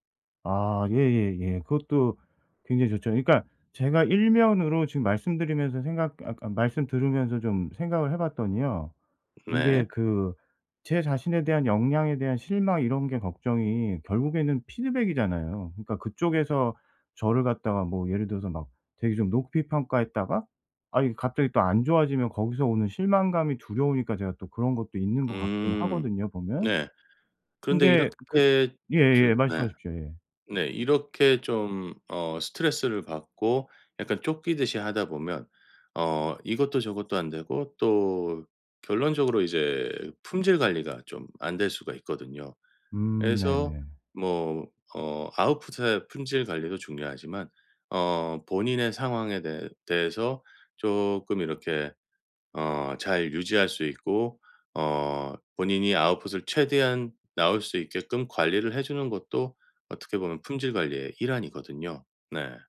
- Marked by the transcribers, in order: other background noise; tapping
- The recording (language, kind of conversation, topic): Korean, advice, 매주 정해진 창작 시간을 어떻게 확보할 수 있을까요?